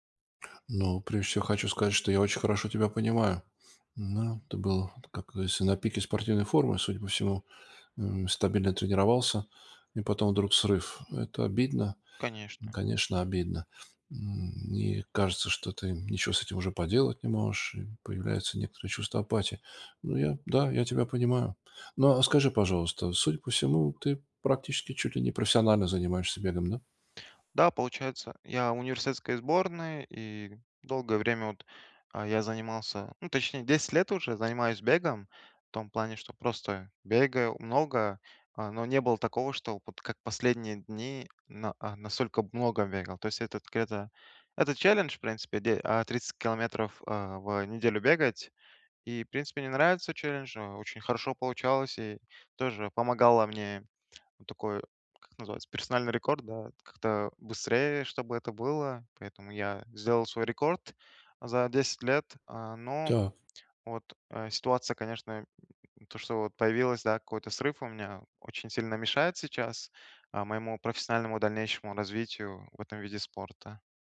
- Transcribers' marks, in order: none
- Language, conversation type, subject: Russian, advice, Как восстановиться после срыва, не впадая в отчаяние?